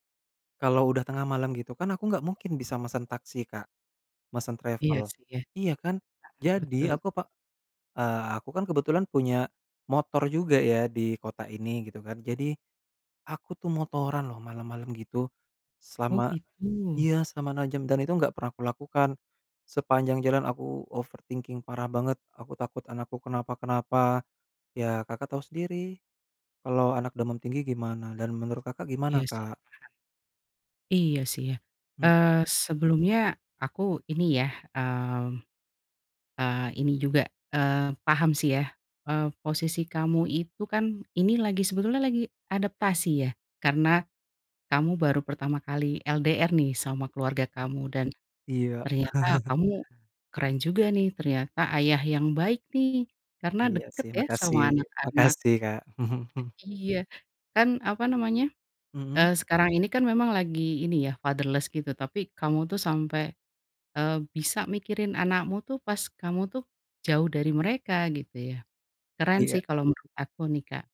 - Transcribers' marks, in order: in English: "travel"; in English: "overthinking"; tapping; chuckle; other background noise; chuckle; in English: "fatherless"
- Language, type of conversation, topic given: Indonesian, advice, Mengapa saya terus-menerus khawatir tentang kesehatan diri saya atau keluarga saya?